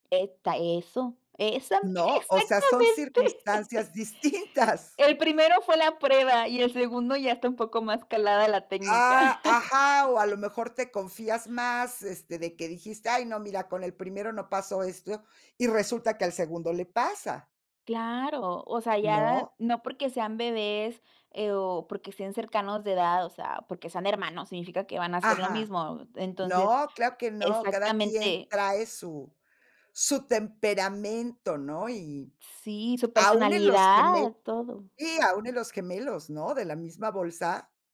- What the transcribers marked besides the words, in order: laughing while speaking: "exactamente"; laughing while speaking: "distintas"; chuckle; tapping
- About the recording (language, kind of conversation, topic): Spanish, podcast, ¿Qué significa para ti ser un buen papá o una buena mamá?